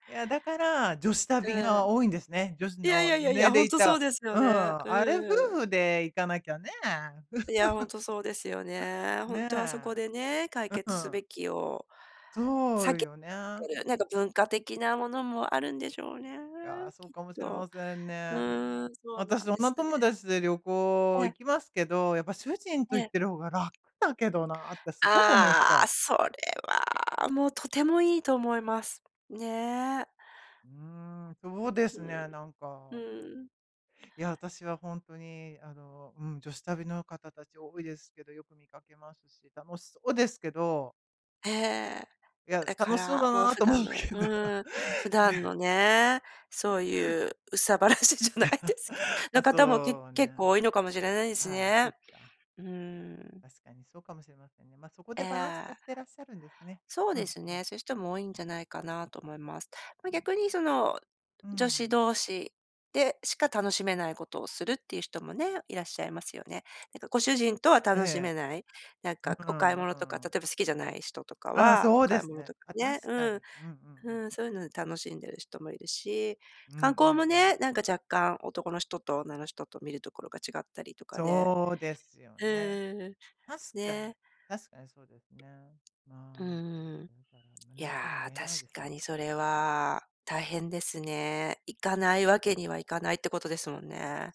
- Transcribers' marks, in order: chuckle; other noise; other background noise; laughing while speaking: "と思うけど、ね"; laughing while speaking: "憂さ晴らしじゃないですけ"; laugh; chuckle; tapping
- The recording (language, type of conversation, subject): Japanese, advice, グループの中で居心地が悪いと感じたとき、どうすればいいですか？